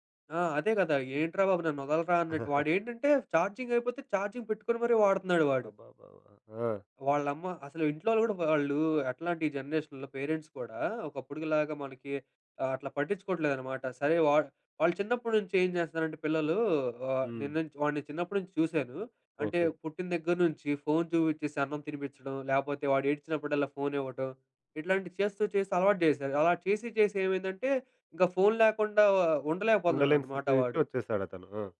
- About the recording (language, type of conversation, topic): Telugu, podcast, బిడ్డల డిజిటల్ స్క్రీన్ టైమ్‌పై మీ అభిప్రాయం ఏమిటి?
- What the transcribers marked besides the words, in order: giggle; in English: "ఛార్జింగ్"; in English: "ఛార్జింగ్"; in English: "జనరేషన్‍లో పేరెంట్స్"